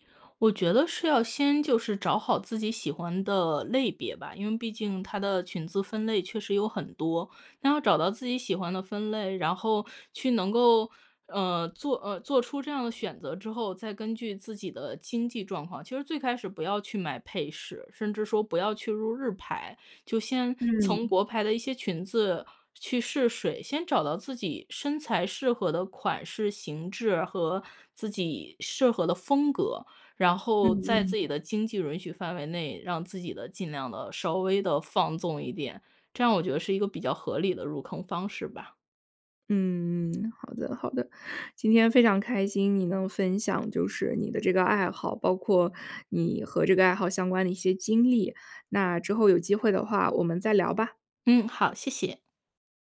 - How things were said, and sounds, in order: other background noise
- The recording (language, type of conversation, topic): Chinese, podcast, 你是怎么开始这个爱好的？